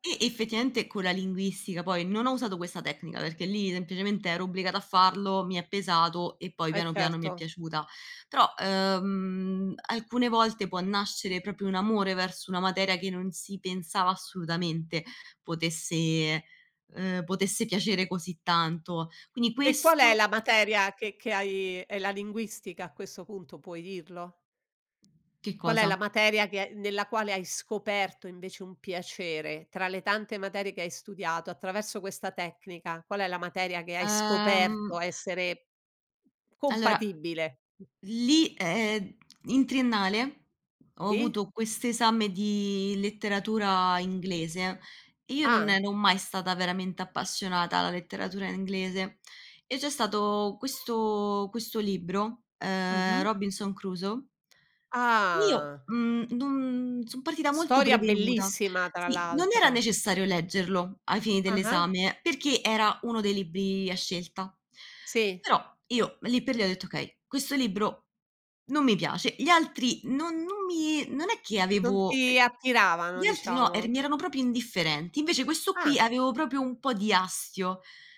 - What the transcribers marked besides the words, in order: "effettivamente" said as "effettiaente"; "proprio" said as "propio"; "Quindi" said as "quini"; other background noise
- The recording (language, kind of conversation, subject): Italian, podcast, Come fai a trovare la motivazione quando studiare ti annoia?